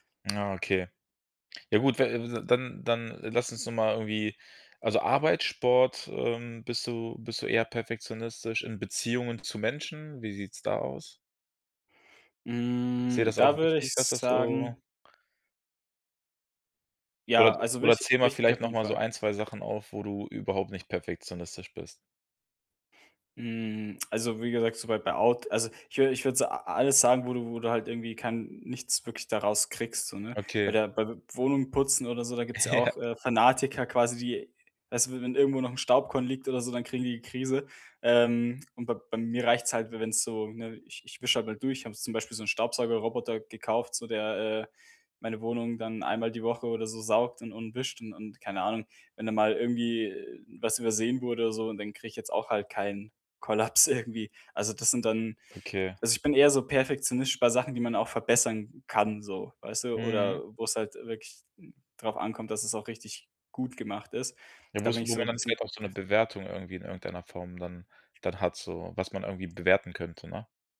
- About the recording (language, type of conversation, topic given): German, podcast, Welche Rolle spielt Perfektionismus bei deinen Entscheidungen?
- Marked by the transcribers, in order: other background noise; other noise; drawn out: "Hm"; laughing while speaking: "Ja"; "perfektionistisch" said as "perfektionisch"